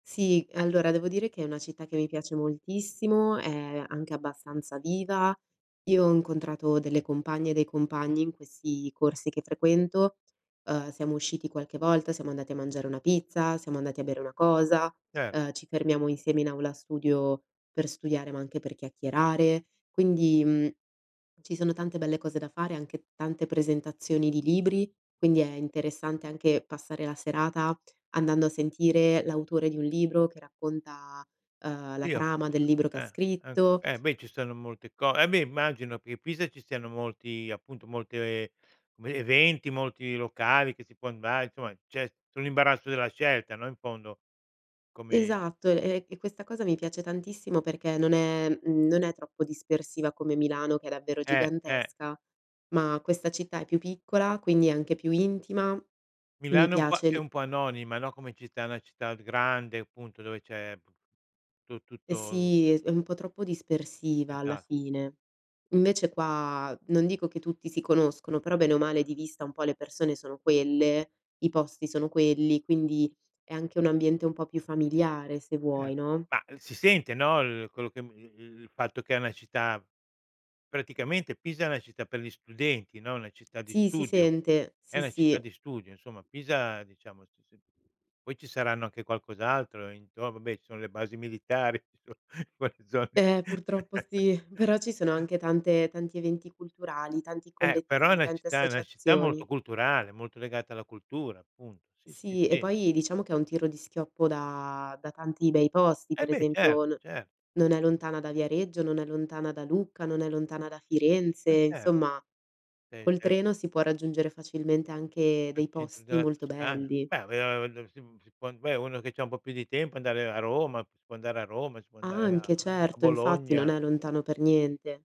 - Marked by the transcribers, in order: swallow; other background noise; unintelligible speech; tapping; chuckle; laughing while speaking: "in quelle zone lì"; chuckle; unintelligible speech
- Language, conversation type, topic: Italian, podcast, Raccontami di una volta che hai rischiato e ne è valsa la pena?
- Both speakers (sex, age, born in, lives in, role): female, 25-29, Italy, Italy, guest; male, 70-74, Italy, Italy, host